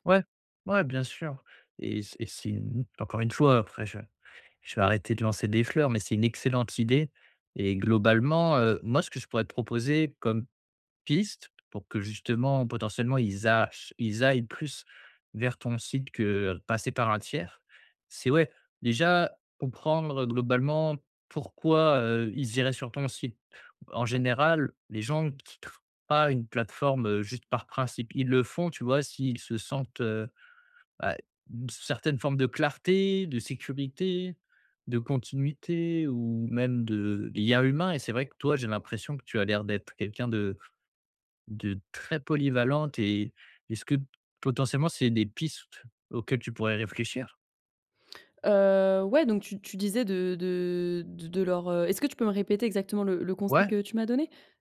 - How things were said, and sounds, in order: tapping; drawn out: "Heu"
- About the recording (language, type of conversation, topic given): French, advice, Comment puis-je me faire remarquer au travail sans paraître vantard ?